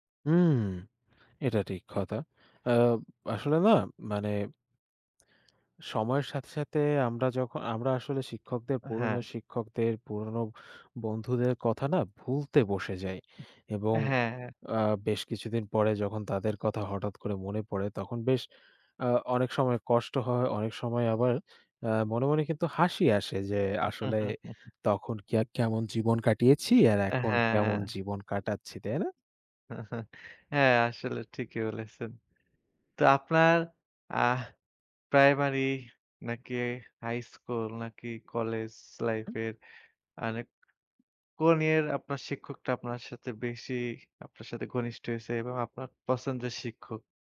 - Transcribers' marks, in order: chuckle; chuckle
- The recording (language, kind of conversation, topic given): Bengali, unstructured, তোমার প্রিয় শিক্ষক কে এবং কেন?